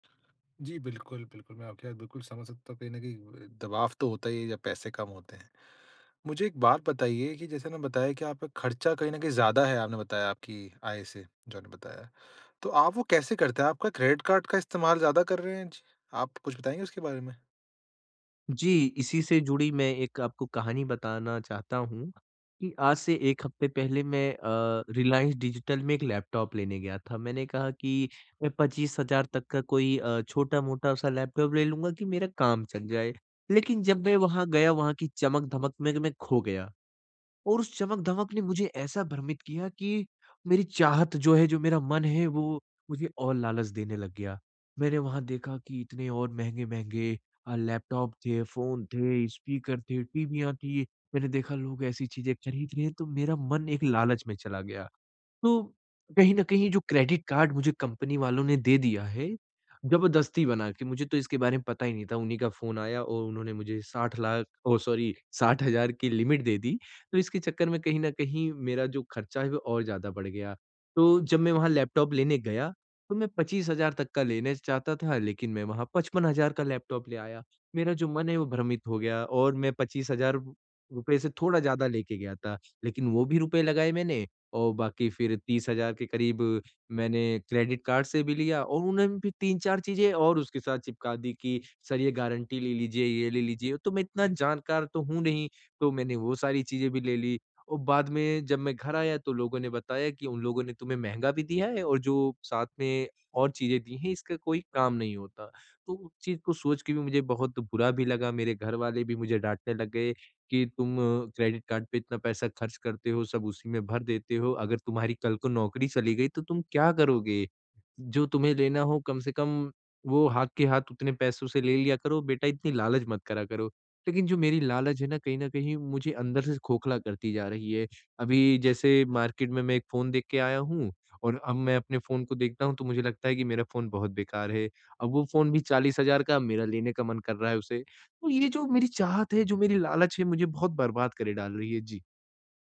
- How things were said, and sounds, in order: in English: "ओ सॉरी"; in English: "लिमिट"; in English: "मार्केट"
- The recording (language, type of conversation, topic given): Hindi, advice, मैं अपनी चाहतों और जरूरतों के बीच संतुलन कैसे बना सकता/सकती हूँ?